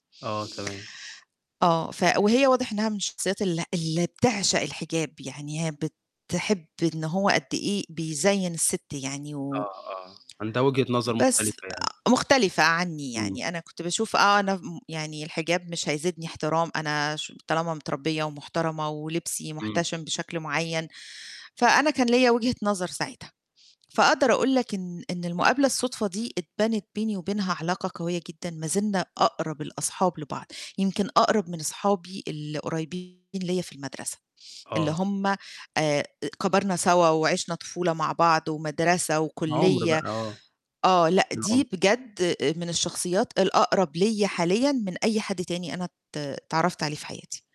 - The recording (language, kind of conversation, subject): Arabic, podcast, إيه أحلى صدفة خلتك تلاقي الحب؟
- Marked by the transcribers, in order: distorted speech; tapping